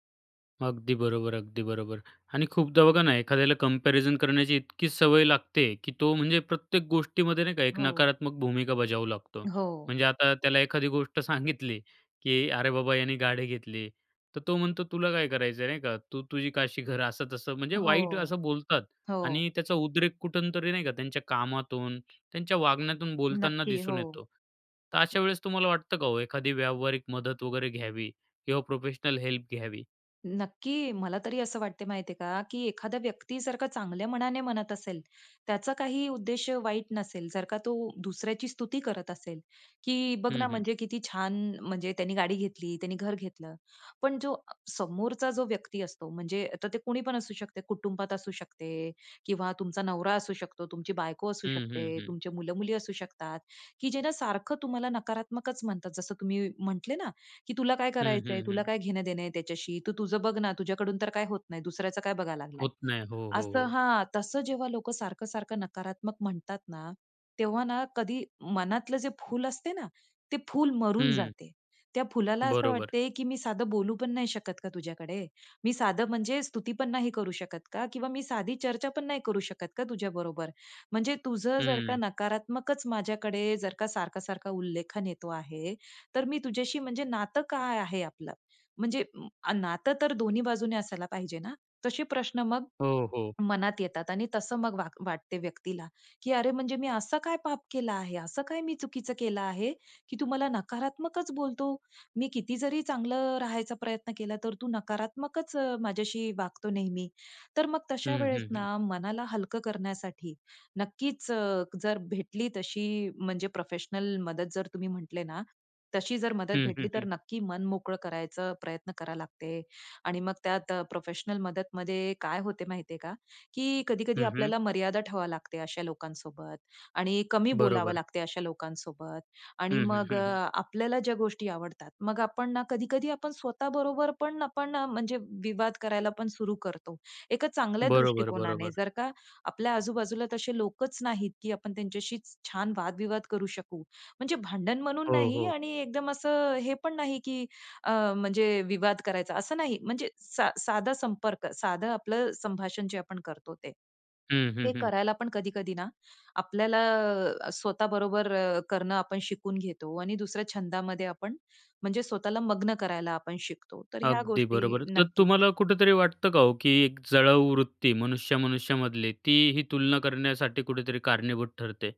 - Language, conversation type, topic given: Marathi, podcast, तुम्ही स्वतःची तुलना थांबवण्यासाठी काय करता?
- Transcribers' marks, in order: in English: "कम्पॅरिझन"; laughing while speaking: "सांगितली"; in English: "प्रोफेशनल हेल्प"; tapping; in English: "प्रोफेशनल"; in English: "प्रोफेशनल"